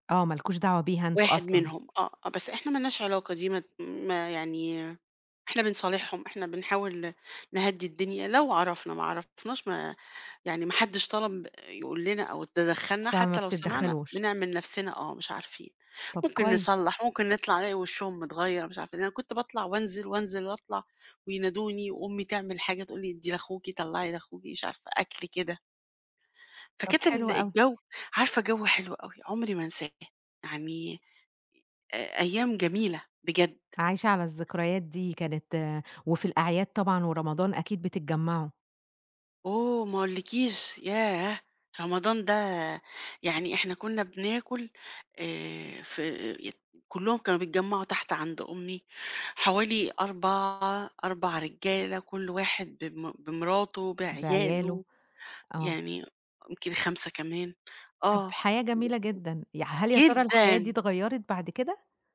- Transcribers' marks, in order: none
- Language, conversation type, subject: Arabic, podcast, إزاي اتغيّرت علاقتك بأهلك مع مرور السنين؟